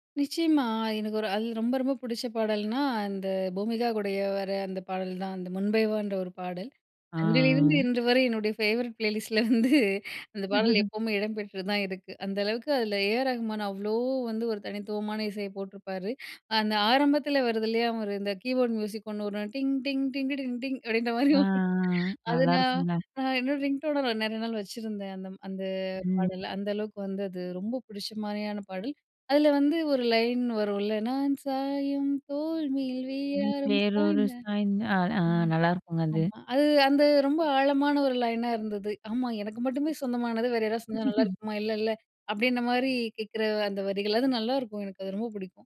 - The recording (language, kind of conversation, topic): Tamil, podcast, உங்களுக்கு பிடித்த சினிமா கதையைப் பற்றி சொல்ல முடியுமா?
- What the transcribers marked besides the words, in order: other background noise; drawn out: "ஆ"; in English: "ஃபேவரட் ப்ளேலிஸ்ட்ல"; laughing while speaking: "வந்து"; chuckle; in English: "கீபோர்ட் மியூசிக்"; singing: "டிங் டிங் டிங்கிட்டிட்ட டிங் டிங்"; laughing while speaking: "அப்படின்ற மாரி. அத நான்"; singing: "நான் சாயும் தோல்மேல் வேறாரும் சாய்ந்தால்"; singing: "வேறொரு சாய்ந்தா"; laugh